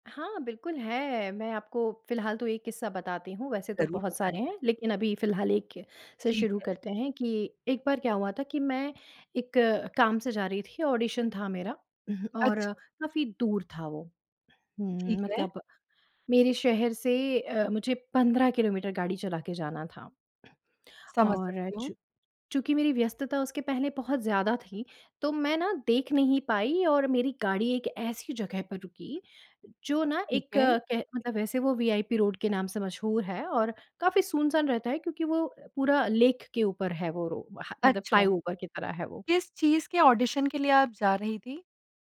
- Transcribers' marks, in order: in English: "लेक"; in English: "फ्लाईओवर"
- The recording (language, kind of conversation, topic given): Hindi, podcast, क्या आप किसी अजनबी से मिली मदद की कहानी सुना सकते हैं?